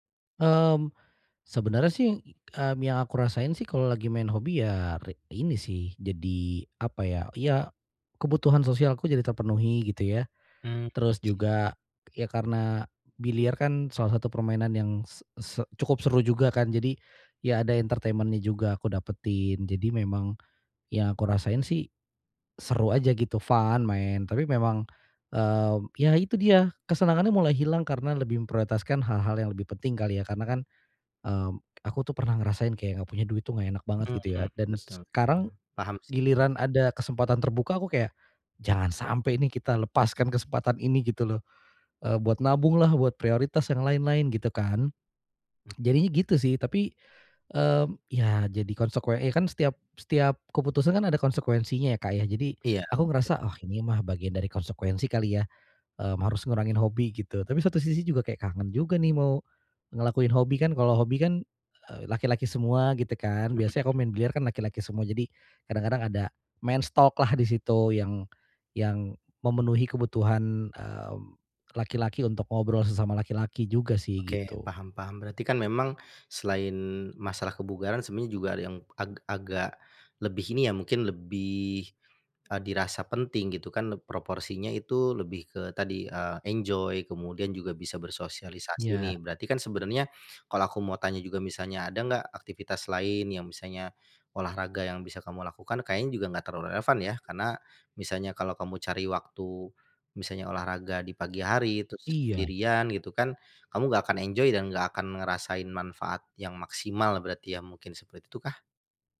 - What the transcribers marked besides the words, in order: in English: "entertainment-nya"; in English: "fun"; anticipating: "kita lepaskan kesempatan"; other noise; other background noise; tapping; in English: "men's talk-lah"; in English: "enjoy"; in English: "enjoy"
- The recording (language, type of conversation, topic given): Indonesian, advice, Bagaimana cara meluangkan lebih banyak waktu untuk hobi meski saya selalu sibuk?